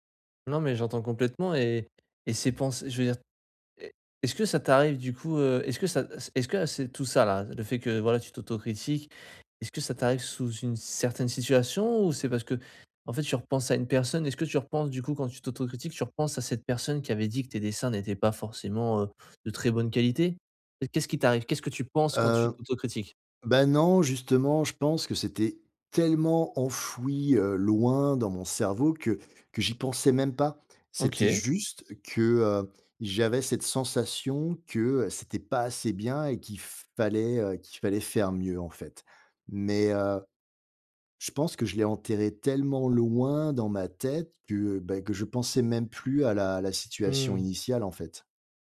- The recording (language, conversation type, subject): French, advice, Comment puis-je remettre en question mes pensées autocritiques et arrêter de me critiquer intérieurement si souvent ?
- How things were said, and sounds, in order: none